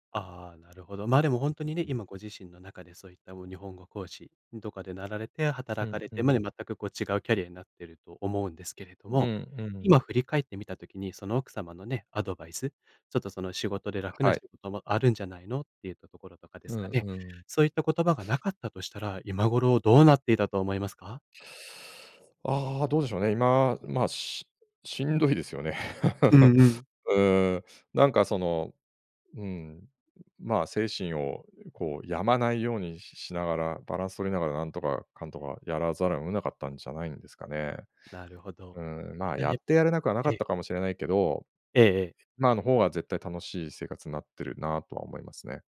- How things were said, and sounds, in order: laughing while speaking: "しんどいですよね"; laugh
- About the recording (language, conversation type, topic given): Japanese, podcast, キャリアの中で、転機となったアドバイスは何でしたか？